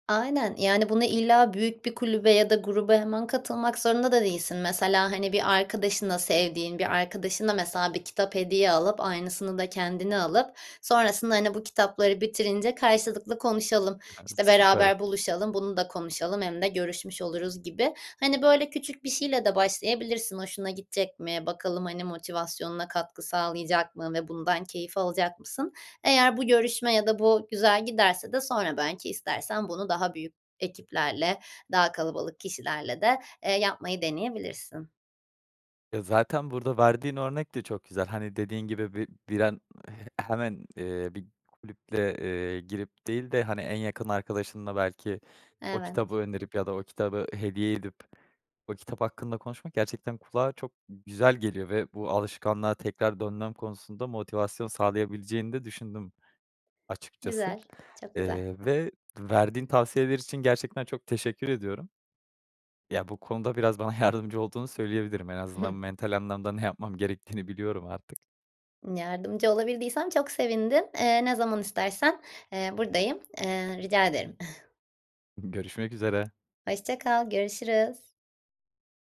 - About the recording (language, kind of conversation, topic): Turkish, advice, Her gün düzenli kitap okuma alışkanlığı nasıl geliştirebilirim?
- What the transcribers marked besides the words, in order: giggle; tapping; other noise; other background noise; laughing while speaking: "yardımcı"; giggle; chuckle